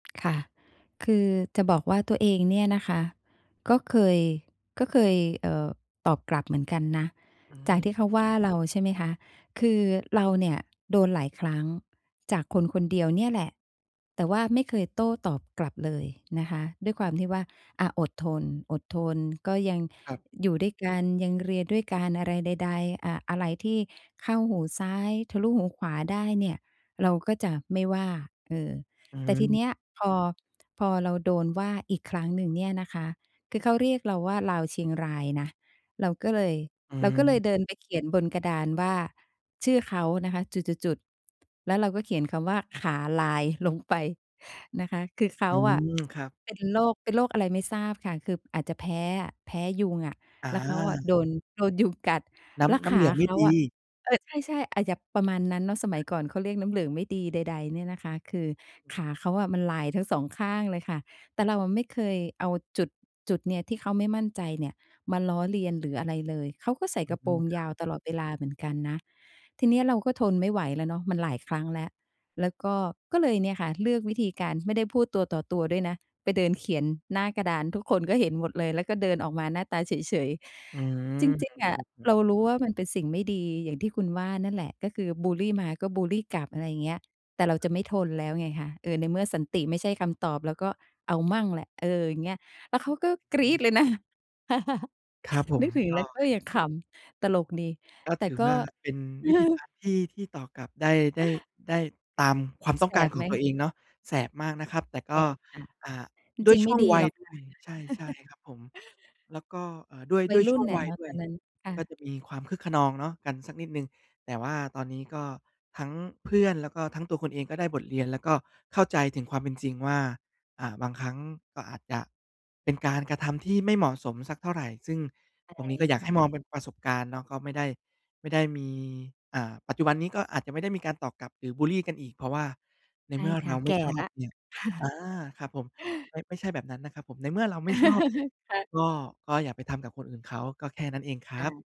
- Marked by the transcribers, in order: other background noise; in English: "บุลลี"; in English: "บุลลี"; unintelligible speech; chuckle; chuckle; chuckle; in English: "บุลลี"; chuckle; chuckle
- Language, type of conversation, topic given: Thai, advice, ฉันควรจัดการอารมณ์อย่างไรเมื่อเผชิญคำวิจารณ์ที่ทำให้รู้สึกเจ็บปวด?
- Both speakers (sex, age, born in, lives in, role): female, 50-54, Thailand, Thailand, user; male, 30-34, Thailand, Thailand, advisor